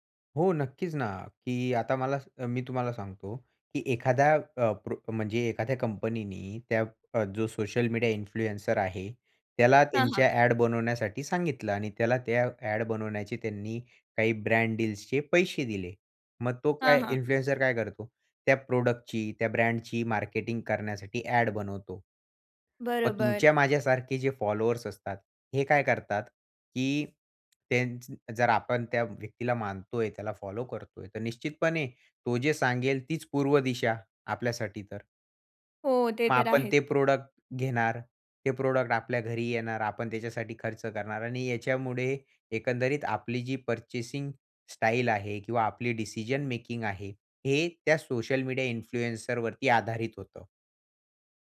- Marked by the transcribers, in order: tapping; in English: "इन्फ्लुएन्सर"; in English: "ब्रँड डिल्स"; in English: "इन्फ्लुएन्सर"; in English: "प्रॉडक्ट"; in English: "प्रॉडक्ट"; in English: "प्रॉडक्ट"; in English: "पर्चेसिंग स्टाईल"; in English: "इन्फ्लुएन्सर"
- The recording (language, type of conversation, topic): Marathi, podcast, इन्फ्लुएन्सर्सकडे त्यांच्या कंटेंटबाबत कितपत जबाबदारी असावी असं तुम्हाला वाटतं?